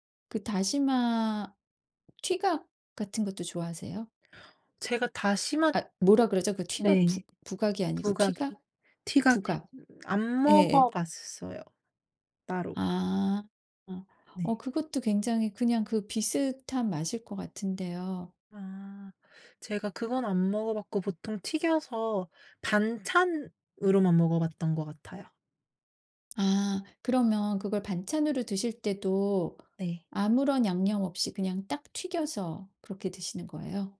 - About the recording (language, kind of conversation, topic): Korean, podcast, 어릴 때 특히 기억에 남는 음식이 있나요?
- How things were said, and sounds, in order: tapping; other background noise